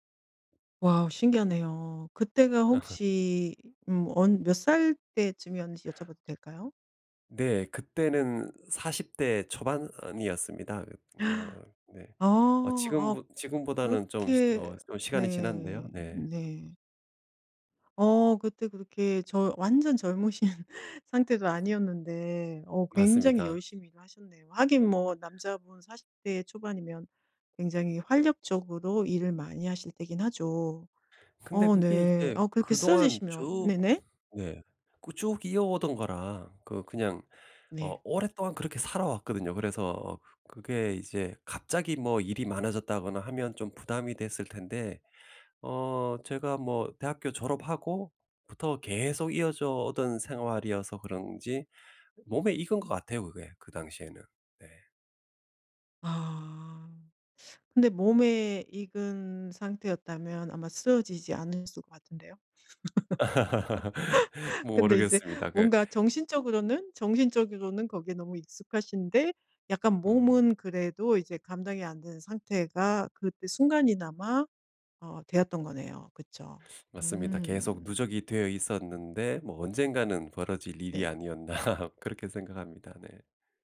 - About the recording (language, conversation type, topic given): Korean, podcast, 일과 개인 생활의 균형을 어떻게 관리하시나요?
- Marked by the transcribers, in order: laugh; gasp; laughing while speaking: "젊으신"; tapping; other background noise; laugh; teeth sucking; laughing while speaking: "아니었나.'"